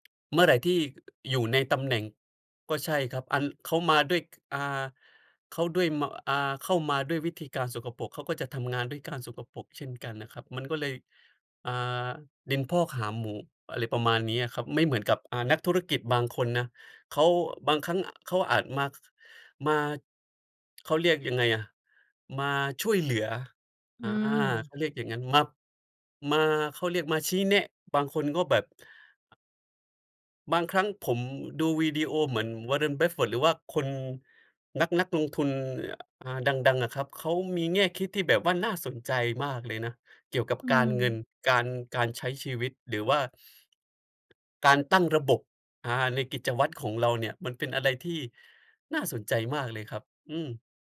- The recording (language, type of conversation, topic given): Thai, unstructured, เงินสำคัญกับชีวิตของเรามากแค่ไหน?
- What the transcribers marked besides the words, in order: tapping; other background noise